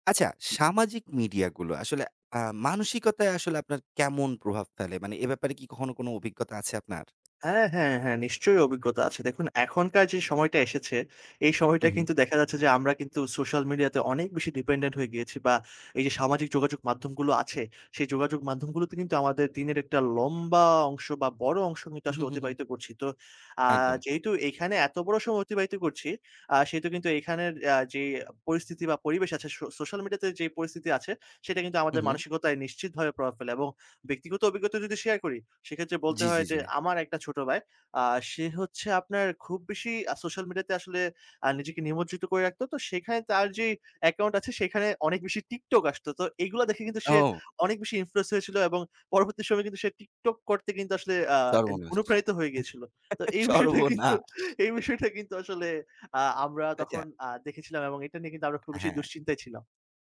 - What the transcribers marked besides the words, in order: tapping; in English: "dependent"; drawn out: "লম্বা"; "অভিজ্ঞতা" said as "অবিজ্ঞতা"; "ভাই" said as "বায়"; in English: "influence"; chuckle; laughing while speaking: "এই বিষয়টা কিন্তু, এই বিষয়টা কিন্তু"; laughing while speaking: "সর্বনাশ!"; other background noise; "আচ্ছা" said as "আচ্চা"
- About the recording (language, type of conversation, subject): Bengali, podcast, সামাজিক মাধ্যমে আপনার মানসিক স্বাস্থ্যে কী প্রভাব পড়েছে?